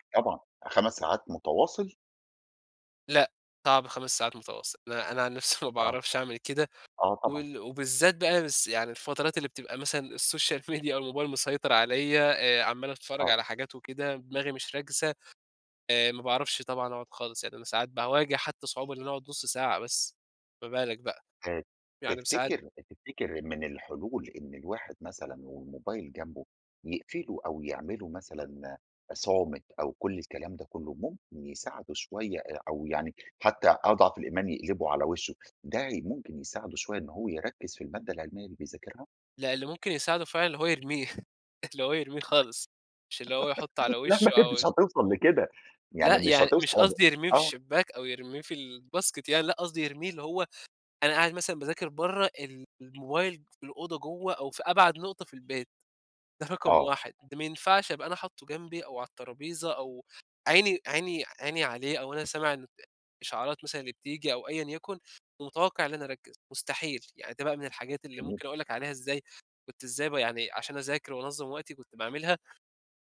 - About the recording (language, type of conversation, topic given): Arabic, podcast, إزاي بتتعامل مع الإحساس إنك بتضيّع وقتك؟
- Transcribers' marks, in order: chuckle; laughing while speaking: "السوشيال ميديا"; in English: "السوشيال ميديا"; chuckle; laugh; laughing while speaking: "لا ما هي"; unintelligible speech; in English: "الباسكت"; horn; laughing while speaking: "ده رقم"